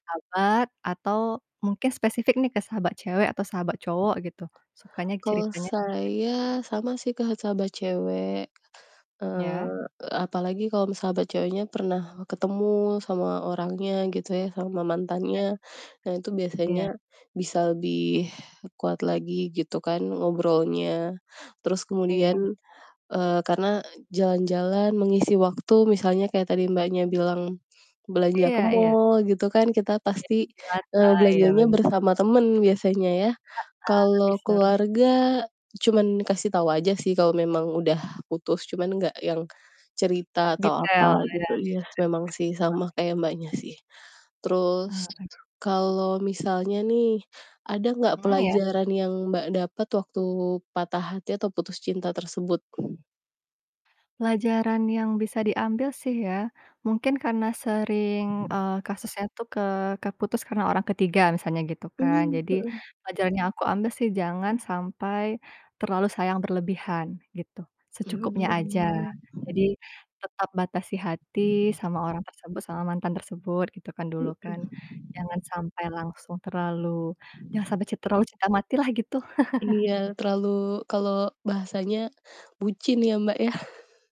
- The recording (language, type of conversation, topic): Indonesian, unstructured, Bagaimana kamu mengatasi rasa sakit setelah putus cinta?
- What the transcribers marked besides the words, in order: other background noise; tapping; other noise; distorted speech; in English: "t-shirt"; unintelligible speech; exhale; wind; chuckle; chuckle